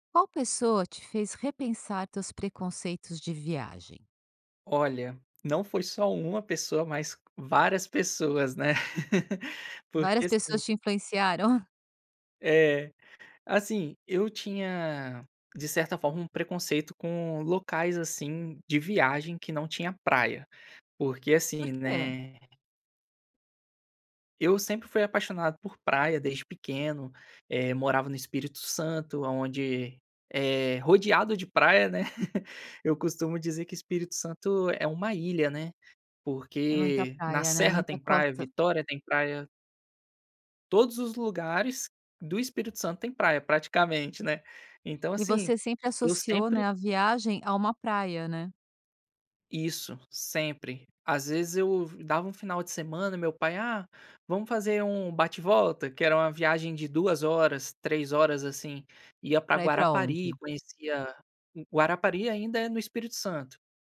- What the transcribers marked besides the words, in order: laugh; tapping; laugh
- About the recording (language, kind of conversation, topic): Portuguese, podcast, Que pessoa fez você repensar seus preconceitos ao viajar?